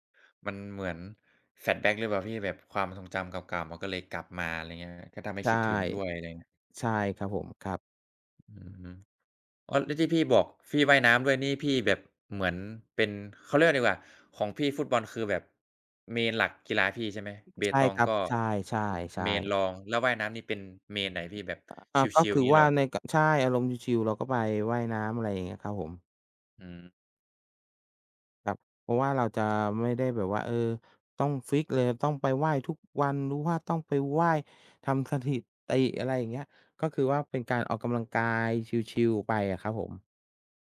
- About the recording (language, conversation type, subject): Thai, unstructured, คุณเคยมีประสบการณ์สนุกๆ ขณะเล่นกีฬาไหม?
- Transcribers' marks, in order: in English: "Flashback"; "พี่" said as "ฟี่"